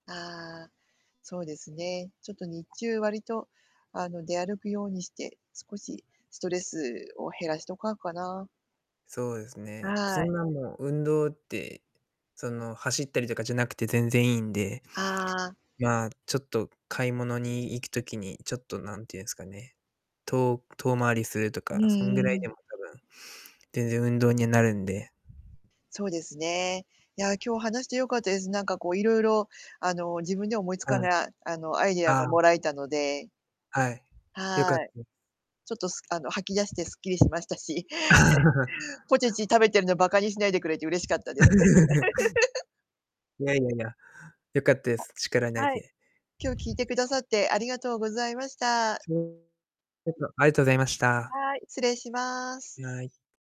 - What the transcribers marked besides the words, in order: other background noise; distorted speech; laugh; chuckle; laugh; unintelligible speech
- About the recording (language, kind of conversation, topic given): Japanese, advice, 飲酒や過食でストレスをごまかす習慣をどうすれば変えられますか？